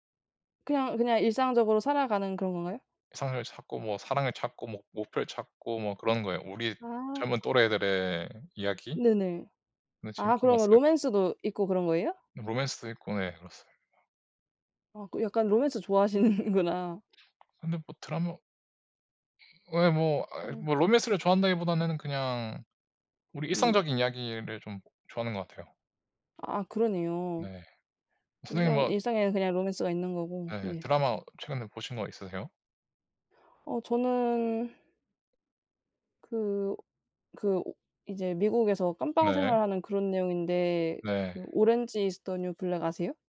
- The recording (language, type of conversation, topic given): Korean, unstructured, 최근에 본 영화나 드라마 중 추천하고 싶은 작품이 있나요?
- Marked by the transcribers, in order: laughing while speaking: "좋아하시는구나"; other background noise